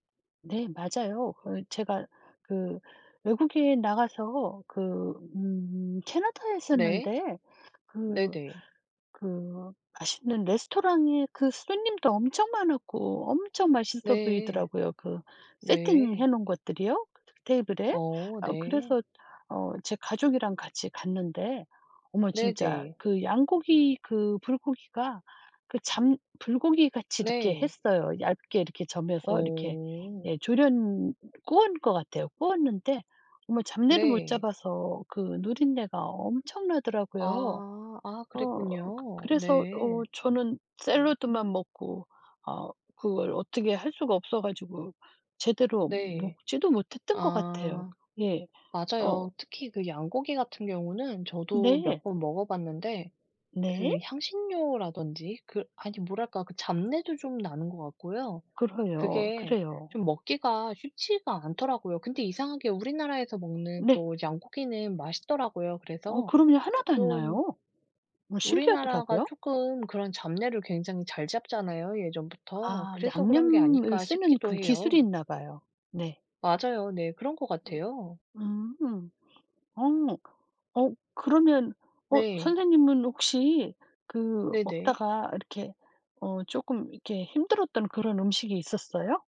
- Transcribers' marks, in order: tapping; other background noise; "그래요" said as "그러요"
- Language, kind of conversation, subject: Korean, unstructured, 여행 중에 현지 음식을 먹어본 적이 있나요, 그리고 어땠나요?